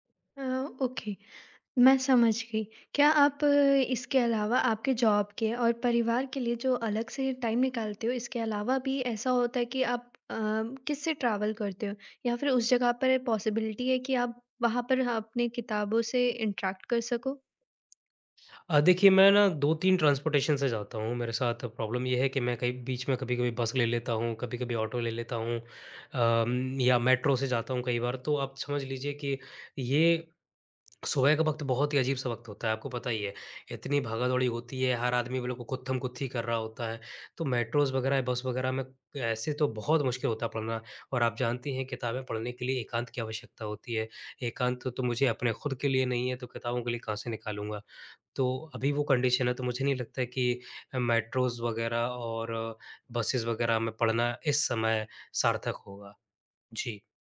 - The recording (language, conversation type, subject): Hindi, advice, रोज़ पढ़ने की आदत बनानी है पर समय निकालना मुश्किल होता है
- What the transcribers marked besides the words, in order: in English: "ओके"; in English: "जॉब"; in English: "टाइम"; in English: "ट्रैवल"; in English: "पॉसिबिलिटी"; in English: "इंटरैक्ट"; in English: "ट्रांसपोर्टेशन"; in English: "प्रॉब्लम"; in English: "मेट्रोज़"; in English: "कंडीशन"; in English: "मेट्रोस"; in English: "बसेस"